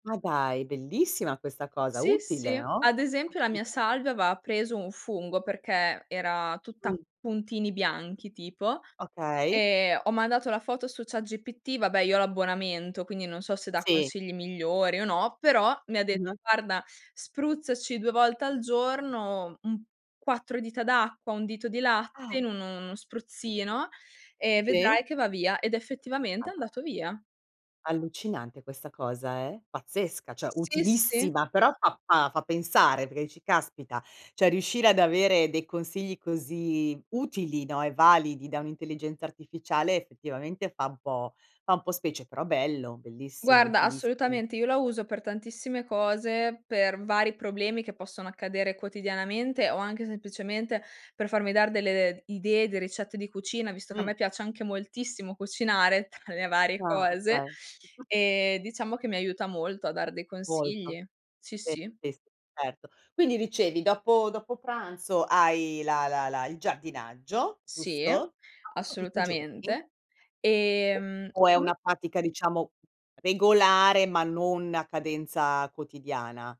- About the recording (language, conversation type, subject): Italian, podcast, Come gestisci davvero l’equilibrio tra lavoro e vita privata?
- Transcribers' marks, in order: unintelligible speech; "aveva" said as "ava"; "cioè" said as "ceh"; stressed: "utilissima"; "cioè" said as "ceh"; laughing while speaking: "tra"; chuckle; unintelligible speech